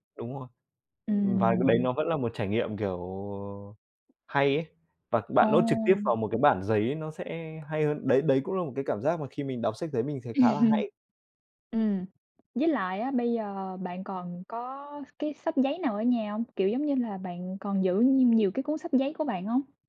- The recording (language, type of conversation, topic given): Vietnamese, unstructured, Bạn thích đọc sách giấy hay sách điện tử hơn?
- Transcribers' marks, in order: in English: "note"; tapping; laughing while speaking: "Ừm hừm"